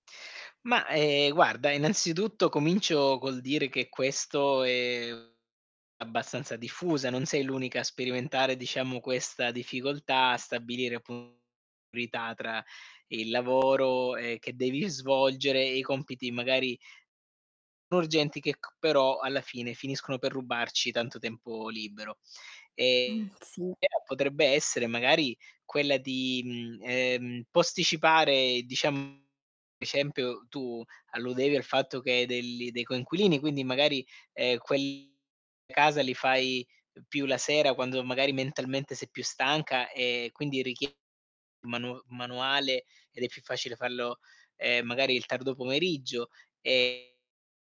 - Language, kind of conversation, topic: Italian, advice, Quali difficoltà incontri nello stabilire le priorità tra lavoro profondo e compiti superficiali?
- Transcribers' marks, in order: distorted speech; tapping; static; "esempio" said as "escempio"